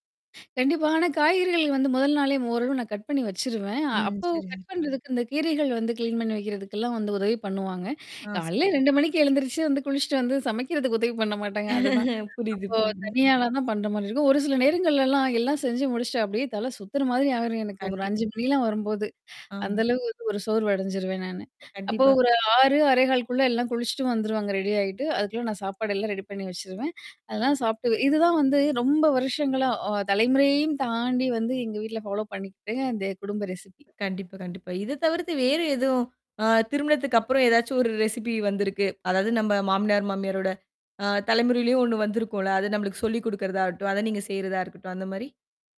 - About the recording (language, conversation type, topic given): Tamil, podcast, குடும்ப ரெசிபிகள் உங்கள் வாழ்க்கைக் கதையை எப்படிச் சொல்கின்றன?
- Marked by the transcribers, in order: inhale; in English: "கட்"; distorted speech; in English: "கட்"; static; in English: "கிளீன்"; chuckle; other background noise; inhale; in English: "ரெடி"; tapping; in English: "ரெடி"; in English: "ஃபாலோ"; in English: "ரெசிபி"; in English: "ரெசிபி"